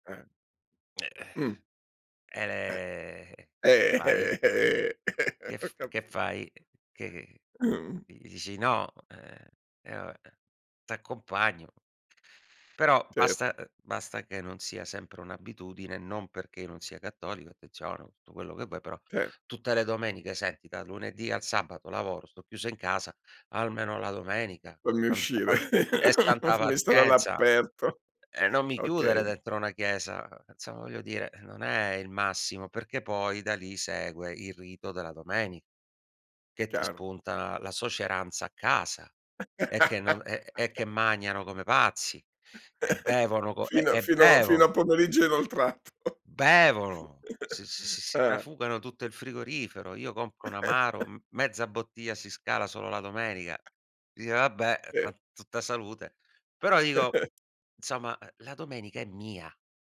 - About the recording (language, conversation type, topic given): Italian, podcast, Come hai imparato a dire di no senza sensi di colpa?
- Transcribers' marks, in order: unintelligible speech; background speech; laughing while speaking: "Eh, eh, eh"; giggle; other background noise; "attenzione" said as "attezione"; chuckle; "Insomma" said as "nzomma"; laugh; giggle; laughing while speaking: "Fino"; laughing while speaking: "inoltrato"; chuckle; chuckle; tapping; unintelligible speech; giggle; "insomma" said as "nzomma"